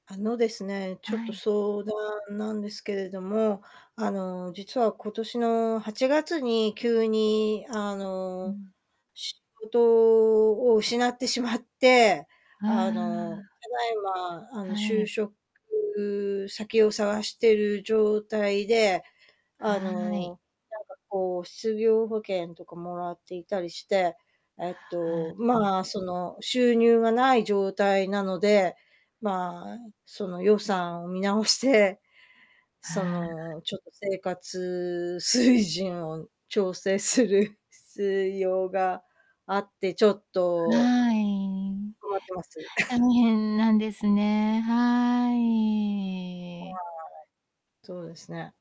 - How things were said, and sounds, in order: distorted speech; laughing while speaking: "しまって"; other background noise; laughing while speaking: "見直して"; laughing while speaking: "水準を調整する"; cough; drawn out: "はい"; unintelligible speech
- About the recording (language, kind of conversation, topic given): Japanese, advice, 収入減や予算の見直しに伴い、生活水準をどのように調整すればよいですか？